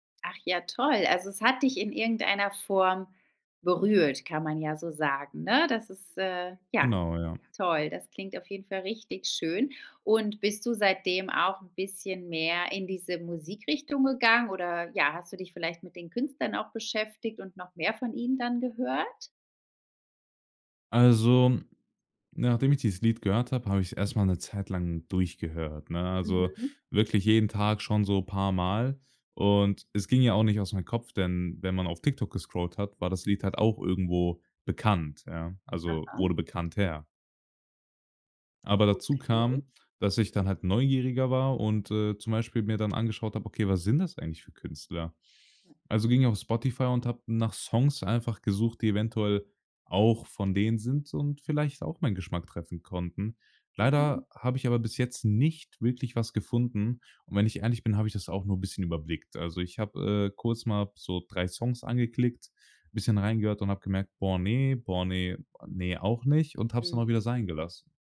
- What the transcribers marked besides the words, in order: stressed: "bekannter"
- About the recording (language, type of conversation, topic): German, podcast, Wie haben soziale Medien die Art verändert, wie du neue Musik entdeckst?